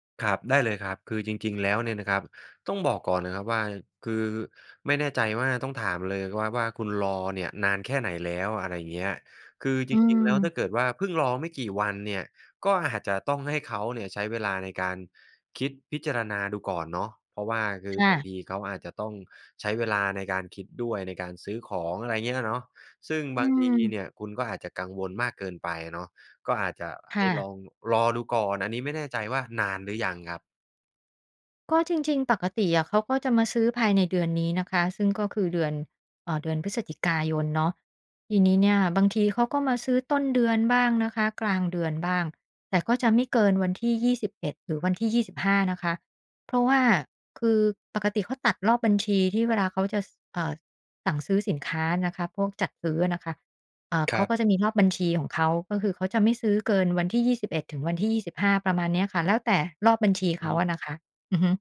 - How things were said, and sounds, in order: none
- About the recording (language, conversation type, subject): Thai, advice, ฉันควรรับมือกับการคิดลบซ้ำ ๆ ที่ทำลายความมั่นใจในตัวเองอย่างไร?